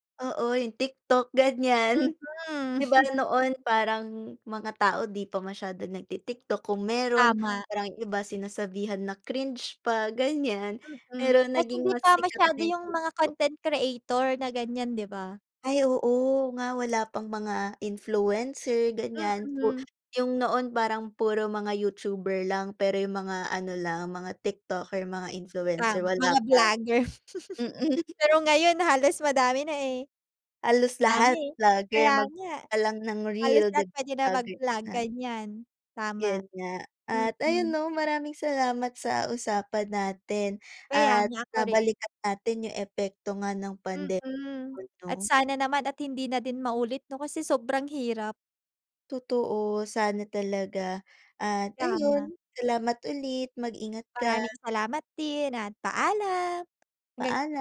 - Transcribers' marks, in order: laughing while speaking: "ganyan"; chuckle; tapping; other background noise; chuckle; laughing while speaking: "Mm"
- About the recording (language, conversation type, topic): Filipino, unstructured, Paano mo ilalarawan ang naging epekto ng pandemya sa iyong araw-araw na pamumuhay?